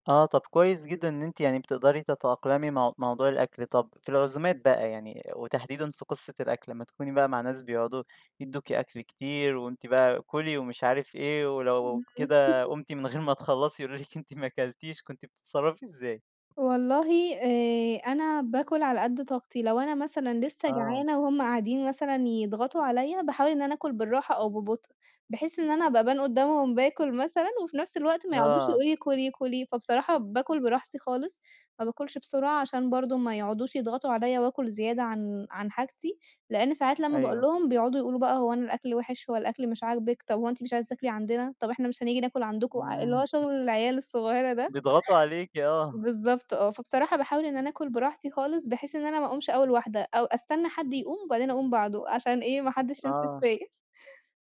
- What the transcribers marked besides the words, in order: laugh; tapping; chuckle; chuckle; chuckle
- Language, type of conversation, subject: Arabic, podcast, إزاي بتحافظ على روتينك وإنت مسافر أو رايح عزومة؟